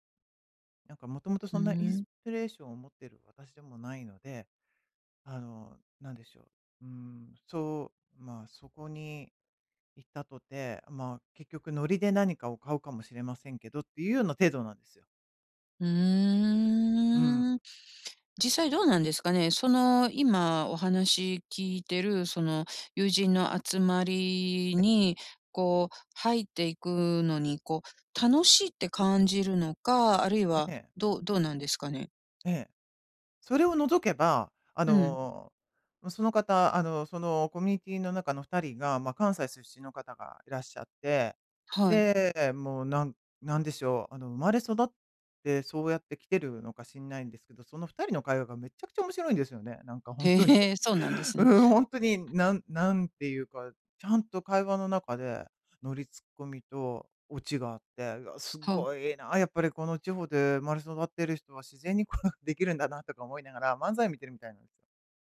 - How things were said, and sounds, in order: tapping; laughing while speaking: "ほんとに"; laughing while speaking: "へえ"; laughing while speaking: "こうできるんだな"
- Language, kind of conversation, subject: Japanese, advice, 友人の集まりで気まずい雰囲気を避けるにはどうすればいいですか？